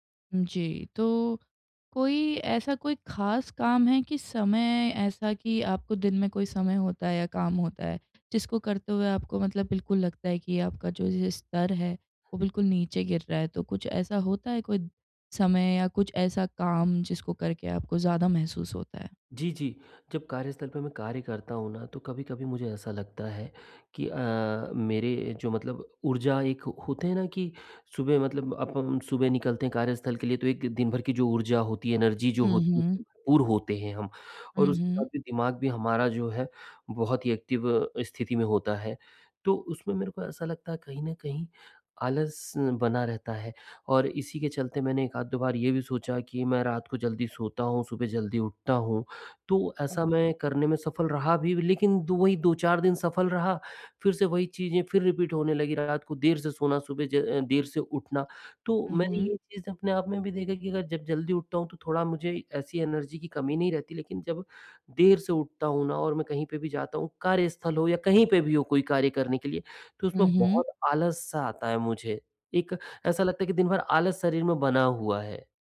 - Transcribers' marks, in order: tapping; in English: "एनर्जी"; in English: "एक्टिव"; in English: "रिपीट"; in English: "एनर्जी"; other background noise
- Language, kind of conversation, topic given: Hindi, advice, मैं मानसिक स्पष्टता और एकाग्रता फिर से कैसे हासिल करूँ?